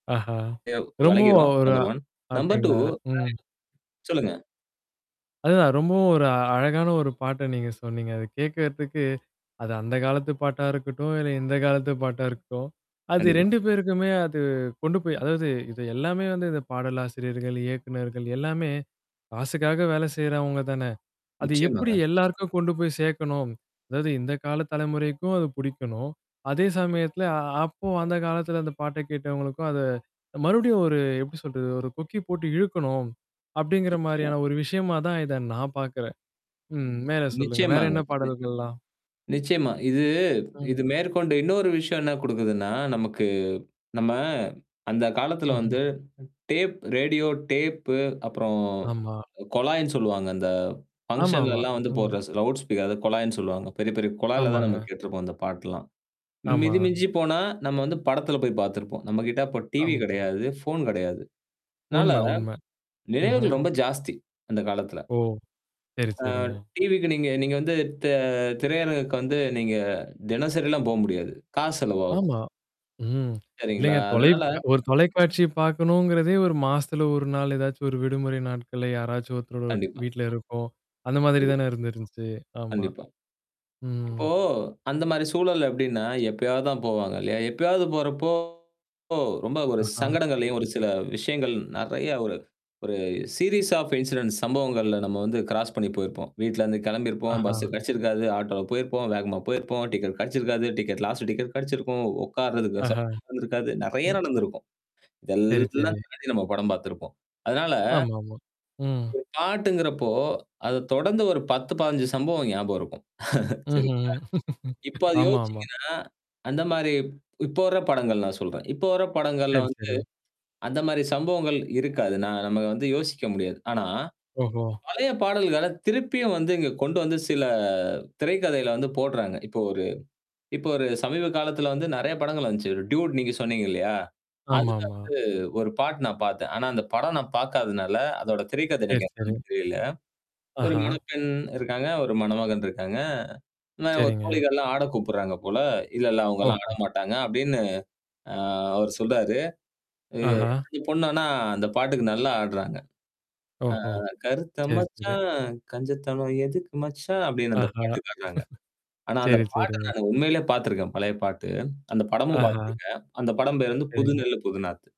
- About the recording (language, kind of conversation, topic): Tamil, podcast, இப்போது பழைய பாடல்களுக்கு மீண்டும் ஏன் அதிக வரவேற்பு கிடைக்கிறது?
- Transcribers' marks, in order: distorted speech; tapping; other background noise; unintelligible speech; in English: "டேப் ரேடியோ டேப்"; in English: "ஃபங்ஷன்லலாம்"; in English: "லவுட் ஸ்பீக்"; in English: "சீரிஸ் ஆஃப் இன்சிடென்ட்ஸ்"; in English: "கிராஸ்"; in English: "லாஸ்ட்"; mechanical hum; laugh; in English: "டூட்"; static; "முறைப்பெண்" said as "முனைப்பெண்"; singing: "கருத்த மச்சான், கஞ்சத்தனம் எதுக்கு மச்சான்"; laughing while speaking: "பாட்ட"; laugh